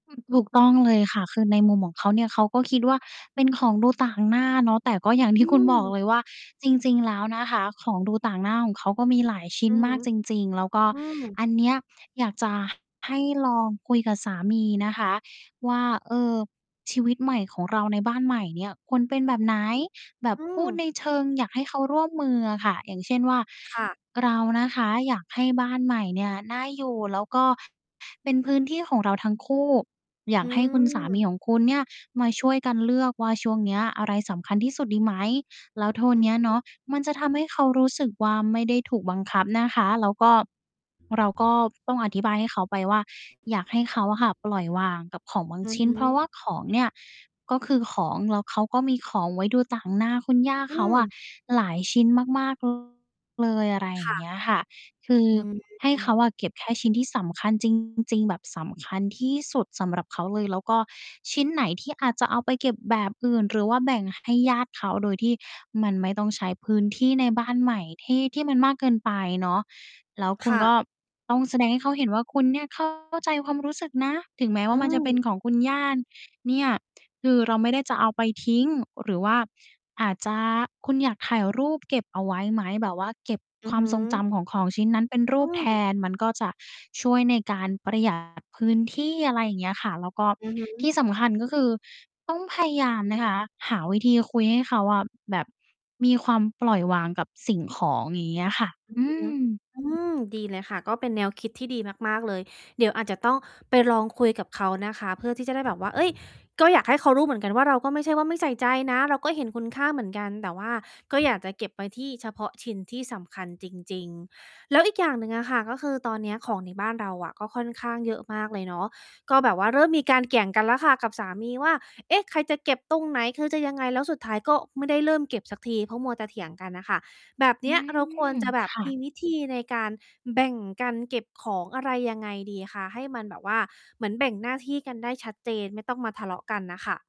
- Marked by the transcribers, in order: distorted speech; mechanical hum; static
- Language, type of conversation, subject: Thai, advice, ฉันควรทำอย่างไรเมื่อความสัมพันธ์กับคู่รักตึงเครียดเพราะการย้ายบ้าน?